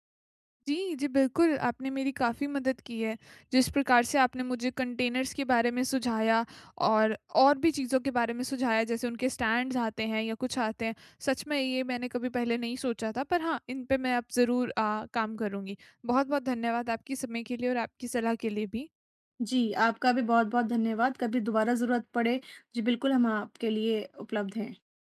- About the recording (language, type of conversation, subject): Hindi, advice, टूल्स और सामग्री को स्मार्ट तरीके से कैसे व्यवस्थित करें?
- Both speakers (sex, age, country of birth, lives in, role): female, 25-29, India, India, user; female, 30-34, India, India, advisor
- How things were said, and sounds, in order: in English: "कंटेनर्स"; in English: "स्टैंड्स"